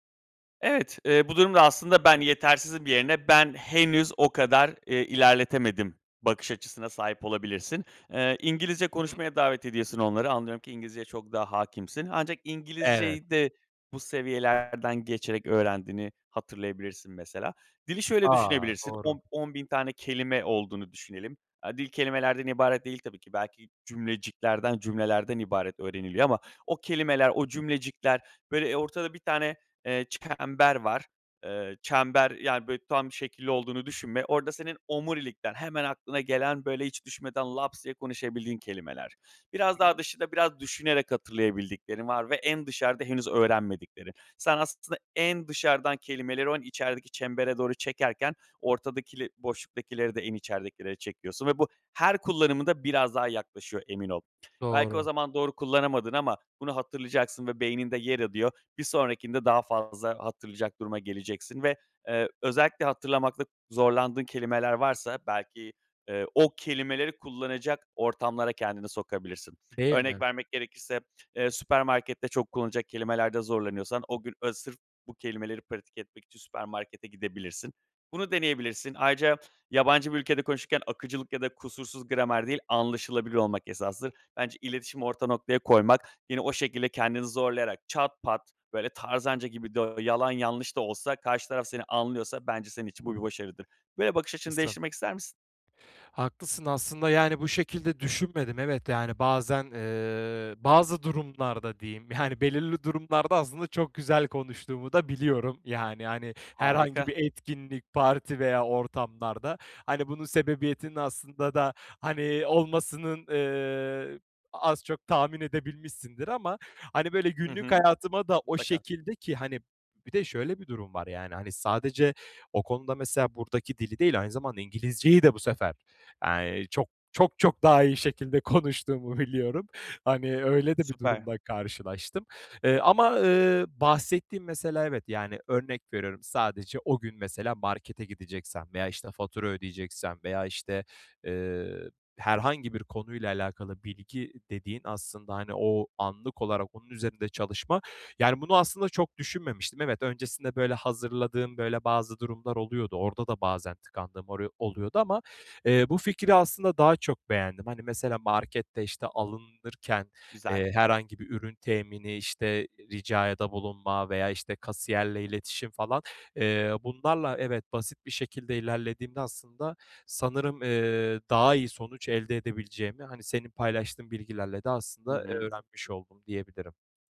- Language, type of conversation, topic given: Turkish, advice, Kendimi yetersiz hissettiğim için neden harekete geçemiyorum?
- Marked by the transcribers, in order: other background noise; "ediyor" said as "adıyor"; tapping; laughing while speaking: "konuştuğumu biliyorum"; "ricada" said as "ricayada"